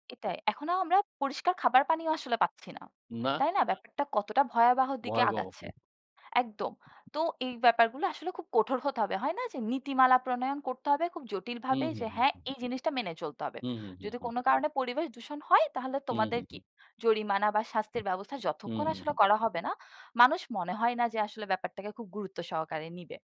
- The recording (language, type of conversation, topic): Bengali, unstructured, পরিবেশের জন্য ক্ষতিকারক কাজ বন্ধ করতে আপনি অন্যদের কীভাবে রাজি করাবেন?
- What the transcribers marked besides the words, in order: other background noise